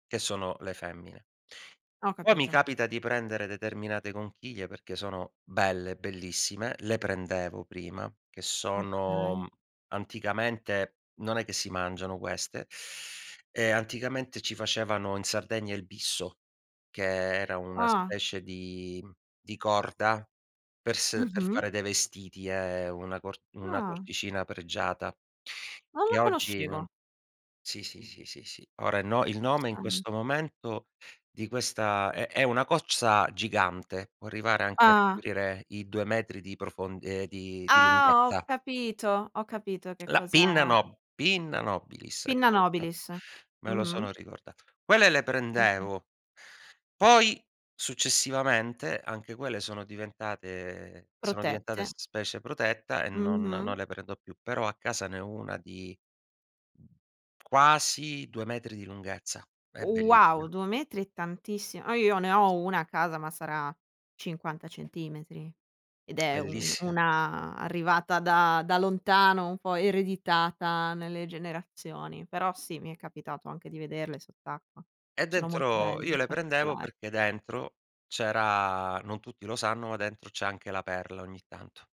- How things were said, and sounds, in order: teeth sucking; other background noise; "cozza" said as "cocza"; in Latin: "Pinna nobilis"; in Latin: "Pinna nobilis"; unintelligible speech; tapping; surprised: "Wow"
- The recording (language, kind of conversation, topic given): Italian, podcast, Quale attività ti fa perdere la cognizione del tempo?